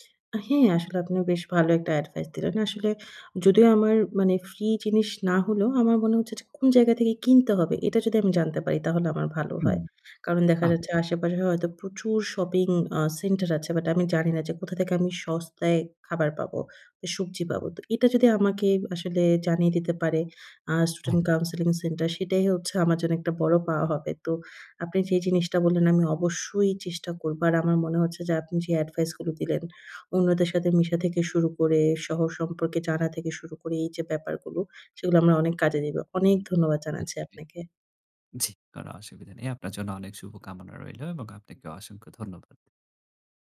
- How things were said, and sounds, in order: none
- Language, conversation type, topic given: Bengali, advice, নতুন শহরে স্থানান্তর করার পর আপনার দৈনন্দিন রুটিন ও সম্পর্ক কীভাবে বদলে গেছে?